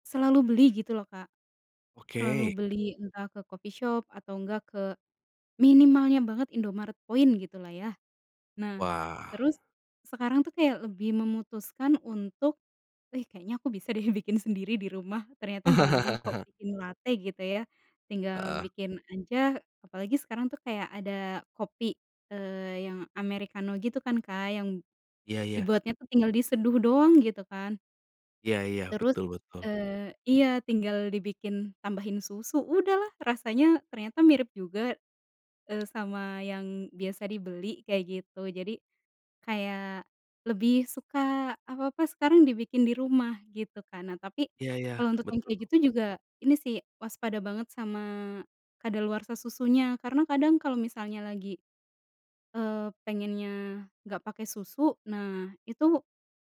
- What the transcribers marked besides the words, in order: in English: "coffee shop"; laughing while speaking: "bikin"; chuckle; tapping
- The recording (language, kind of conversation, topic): Indonesian, podcast, Bagaimana pengalaman Anda mengurangi pemborosan makanan di dapur?